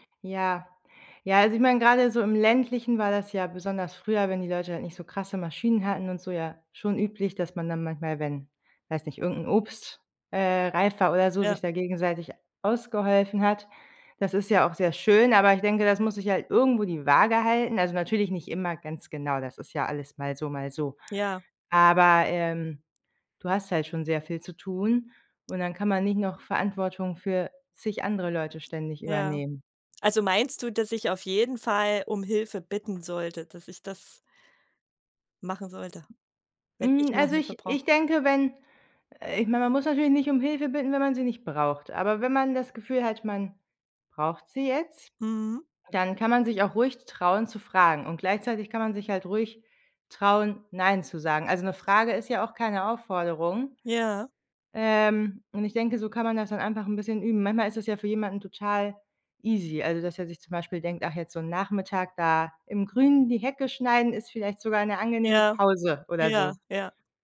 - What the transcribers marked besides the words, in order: other background noise; in English: "easy"
- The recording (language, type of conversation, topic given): German, advice, Warum fällt es dir schwer, bei Bitten Nein zu sagen?